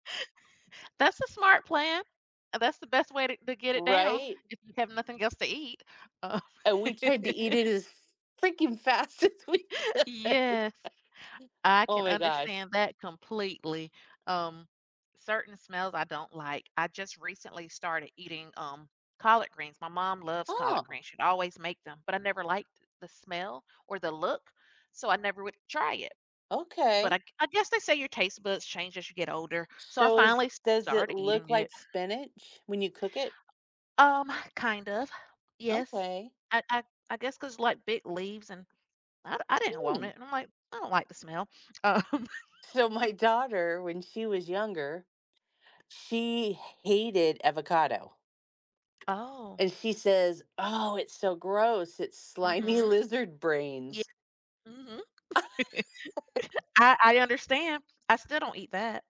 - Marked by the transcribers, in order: laugh; background speech; laugh; laughing while speaking: "as we could"; other background noise; laughing while speaking: "Um"; laugh; tapping; laugh
- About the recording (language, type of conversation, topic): English, unstructured, How do familiar scents in your home shape your memories and emotions?
- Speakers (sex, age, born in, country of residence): female, 45-49, United States, United States; female, 55-59, United States, United States